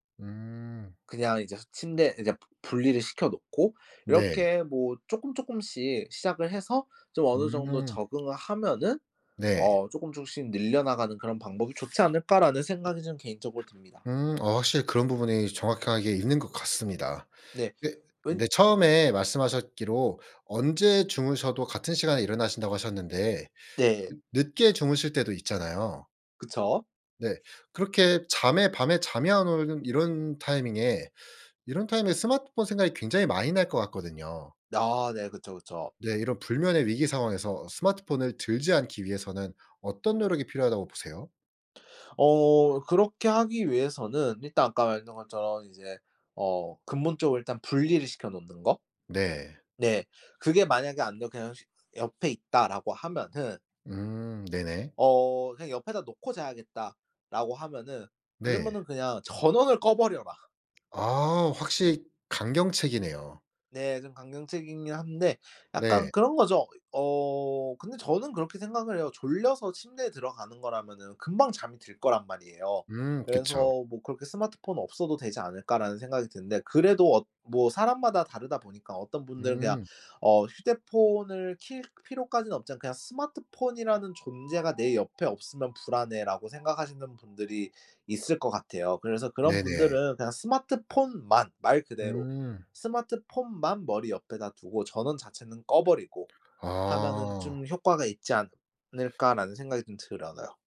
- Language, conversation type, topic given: Korean, podcast, 취침 전에 스마트폰 사용을 줄이려면 어떻게 하면 좋을까요?
- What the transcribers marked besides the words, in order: tapping; other background noise; siren; "들어요" said as "드러라요"